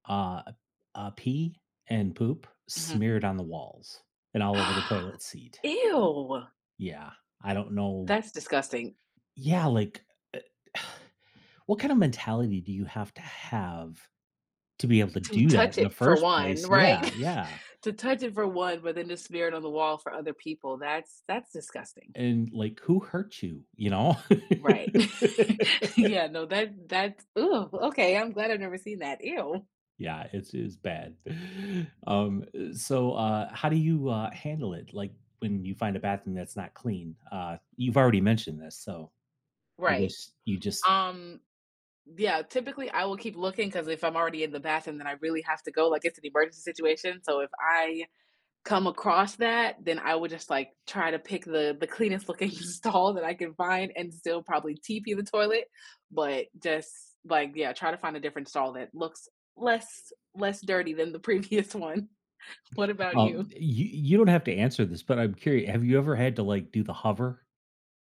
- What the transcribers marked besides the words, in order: gasp; sigh; chuckle; laugh; laughing while speaking: "Yeah"; laugh; tapping; laughing while speaking: "looking stall"; laughing while speaking: "previous one"
- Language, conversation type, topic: English, unstructured, How does the cleanliness of public bathrooms affect your travel experience?
- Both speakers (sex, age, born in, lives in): female, 30-34, United States, United States; male, 50-54, United States, United States